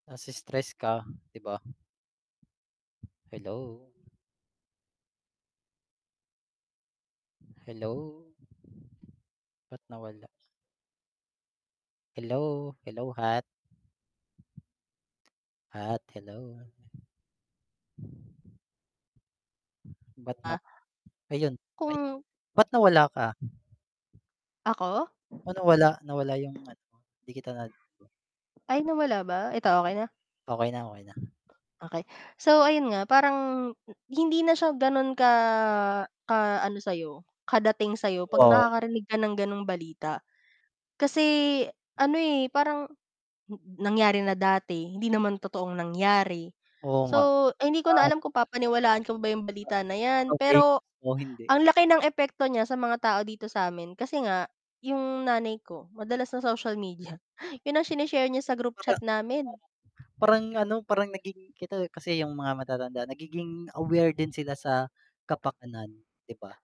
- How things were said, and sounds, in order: wind; tapping; static; distorted speech; other background noise; scoff; unintelligible speech
- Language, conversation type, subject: Filipino, unstructured, Paano nabago ng cellphone ang pang-araw-araw na buhay?